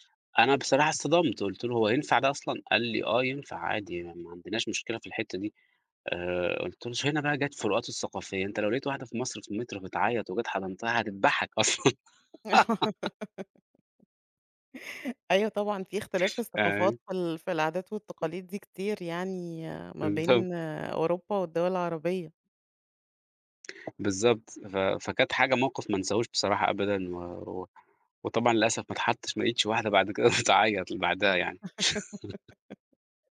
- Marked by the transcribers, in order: laugh; laughing while speaking: "فاهماني؟"; tapping; laughing while speaking: "بالضبط"; laugh
- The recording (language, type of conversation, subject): Arabic, podcast, إزاي بتستخدم الاستماع عشان تبني ثقة مع الناس؟